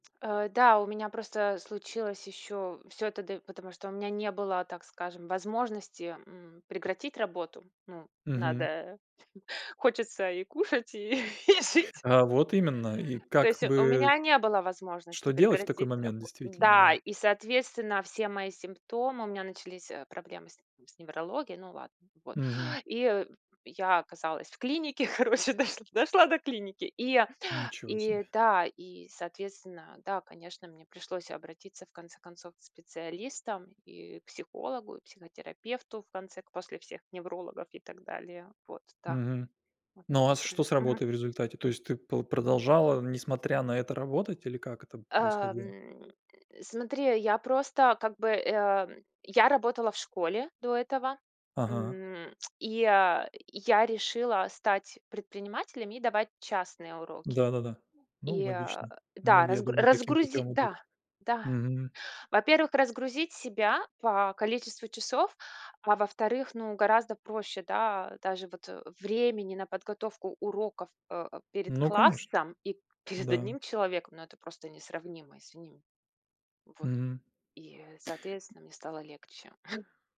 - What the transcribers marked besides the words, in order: tapping; laughing while speaking: "надо хочется и кушать, и жить"; laughing while speaking: "короче, дош дошла до клиники"; grunt; tsk; chuckle
- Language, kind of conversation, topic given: Russian, podcast, Как вы справляетесь с выгоранием на работе?